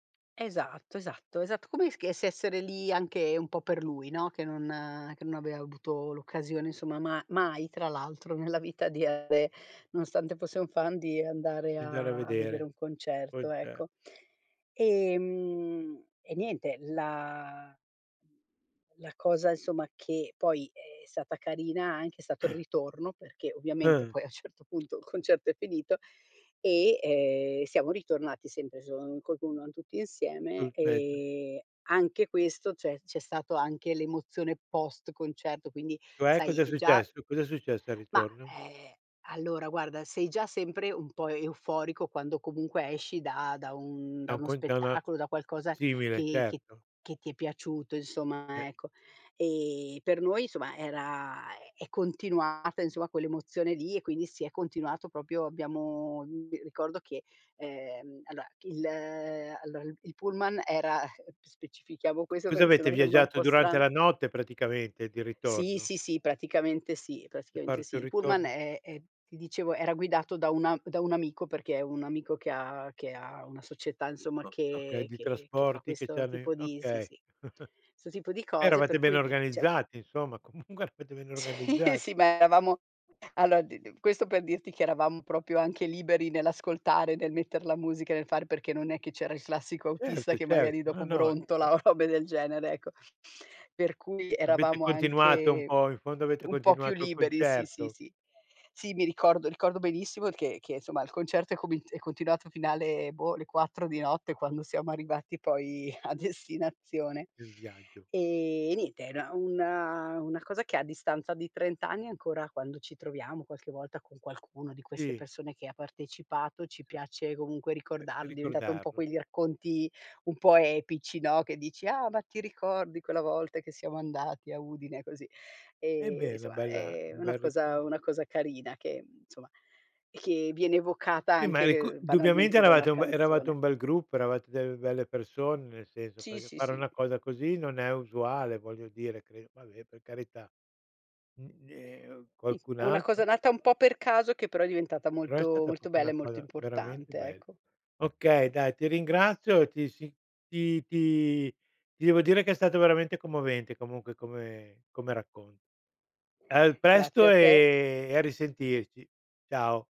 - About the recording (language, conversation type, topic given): Italian, podcast, Hai una canzone che ti riporta subito indietro nel tempo?
- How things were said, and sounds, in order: tapping; "aveva" said as "avea"; other background noise; throat clearing; unintelligible speech; "proprio" said as "propio"; chuckle; laughing while speaking: "comunque"; laughing while speaking: "Sì"; "allora" said as "aloa"; "proprio" said as "propio"; unintelligible speech; put-on voice: "Ah, ma ti ricordi quella volta che siamo andati a Udine, così"; "insomma" said as "nsoma"; "insomma" said as "nsoma"; "proprio" said as "propio"